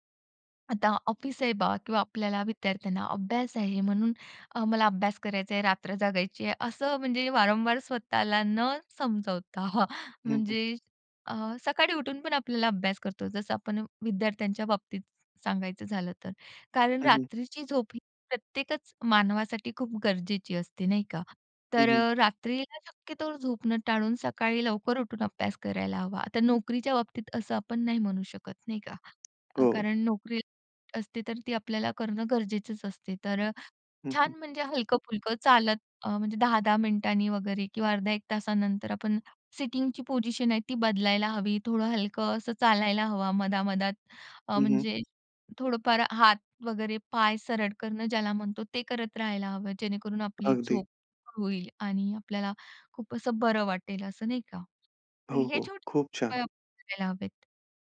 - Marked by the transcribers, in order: laughing while speaking: "हां"; in English: "सिटिंगची पोझिशन"
- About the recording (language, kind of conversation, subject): Marathi, podcast, चांगली झोप कशी मिळवायची?